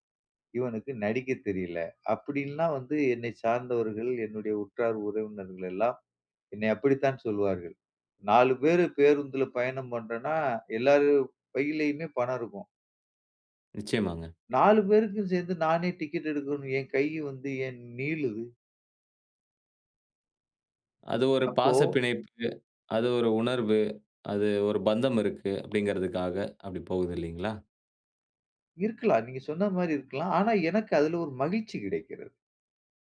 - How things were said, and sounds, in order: other background noise
- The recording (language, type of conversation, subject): Tamil, podcast, இதைச் செய்வதால் உங்களுக்கு என்ன மகிழ்ச்சி கிடைக்கிறது?